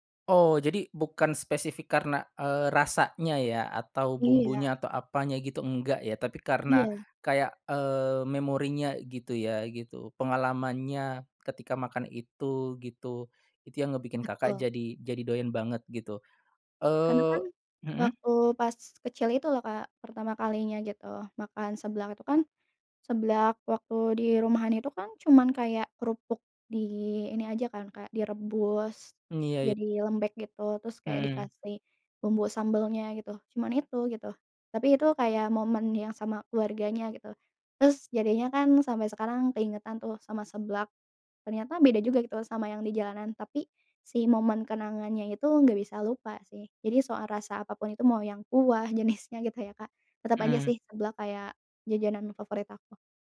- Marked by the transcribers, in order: laughing while speaking: "jenisnya"
- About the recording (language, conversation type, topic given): Indonesian, podcast, Apa makanan kaki lima favoritmu, dan kenapa kamu menyukainya?